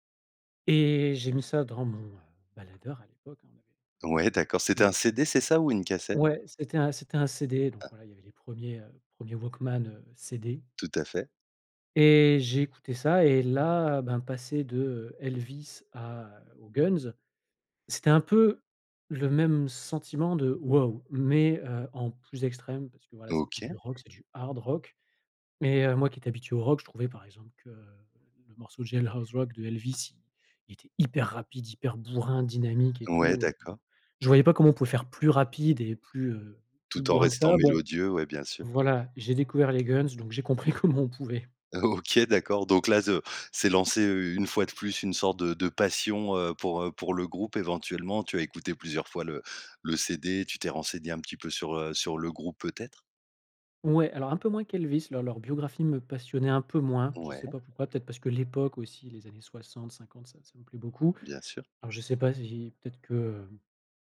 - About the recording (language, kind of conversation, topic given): French, podcast, Quelle chanson t’a fait découvrir un artiste important pour toi ?
- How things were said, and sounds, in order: unintelligible speech; other background noise; tapping; laughing while speaking: "comment"; laughing while speaking: "O OK"